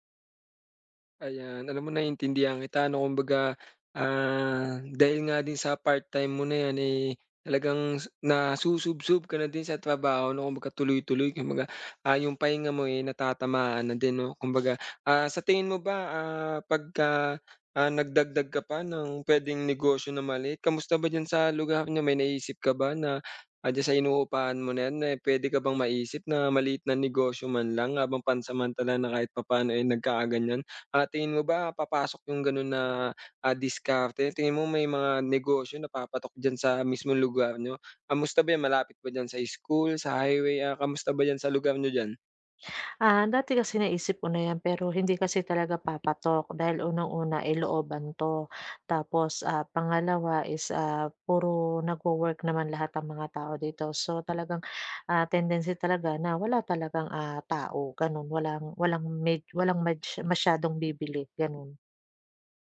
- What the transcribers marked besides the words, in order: tapping
- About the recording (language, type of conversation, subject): Filipino, advice, Paano ako makakapagpahinga at makapag-relaks sa bahay kapag sobrang stress?